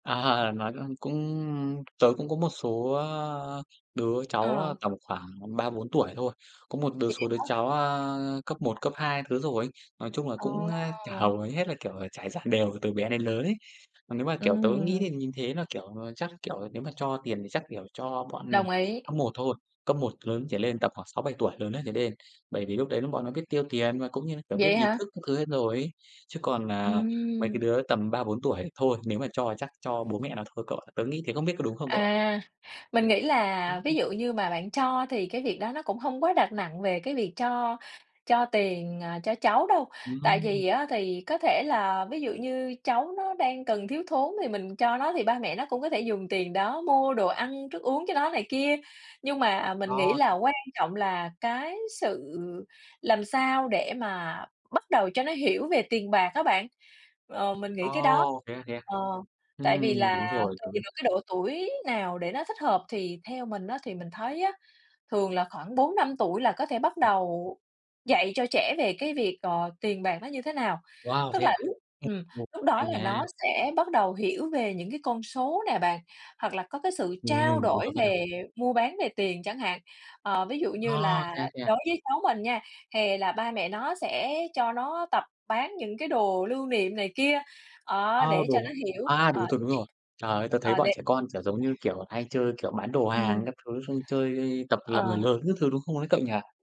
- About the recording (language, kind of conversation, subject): Vietnamese, unstructured, Làm thế nào để dạy trẻ về tiền bạc?
- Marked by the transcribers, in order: laughing while speaking: "À"; tapping; unintelligible speech; unintelligible speech; unintelligible speech; unintelligible speech; other background noise